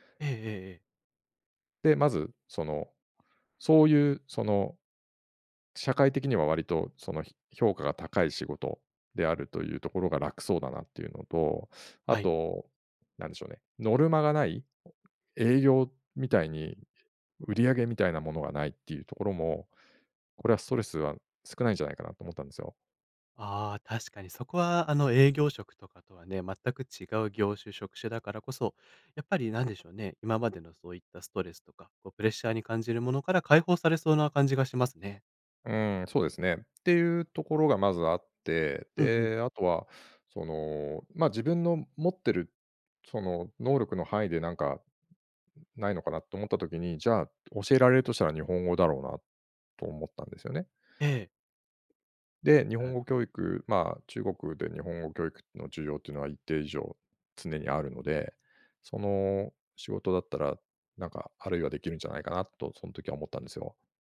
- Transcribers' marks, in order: none
- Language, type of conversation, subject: Japanese, podcast, キャリアの中で、転機となったアドバイスは何でしたか？